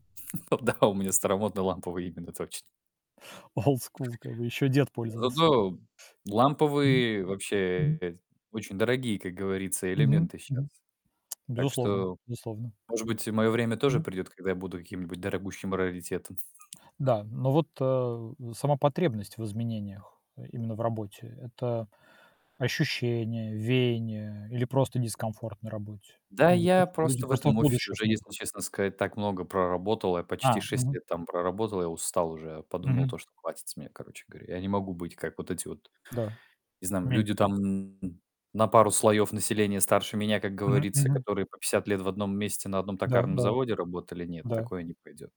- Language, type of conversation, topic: Russian, unstructured, Что чаще всего заставляет вас менять работу?
- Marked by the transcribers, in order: laugh; laughing while speaking: "Да, у меня старомодный, ламповый, именно, точно"; static; in English: "Old school"; distorted speech; tapping; other background noise